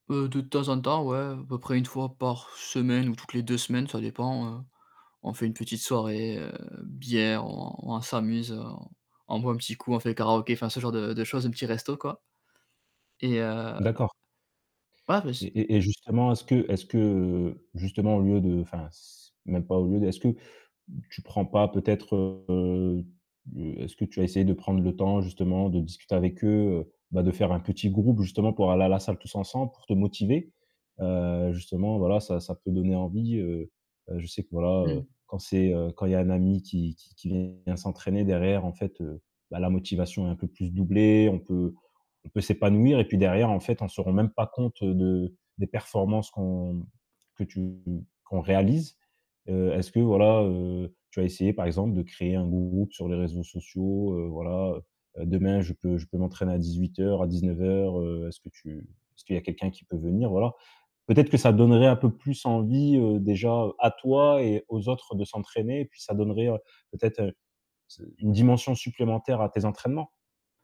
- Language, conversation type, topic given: French, advice, Comment gérez-vous le sentiment de culpabilité après avoir sauté des séances d’entraînement ?
- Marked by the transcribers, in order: mechanical hum; other background noise; static; distorted speech; tapping